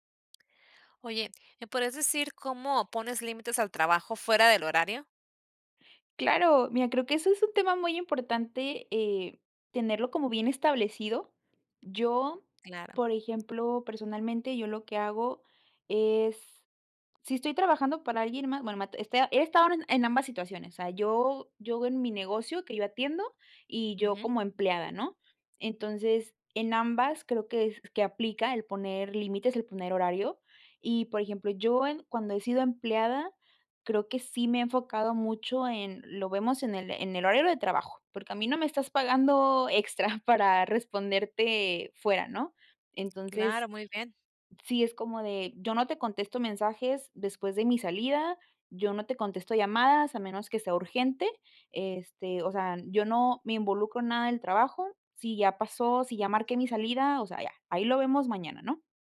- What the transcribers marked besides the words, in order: none
- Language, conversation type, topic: Spanish, podcast, ¿Cómo pones límites al trabajo fuera del horario?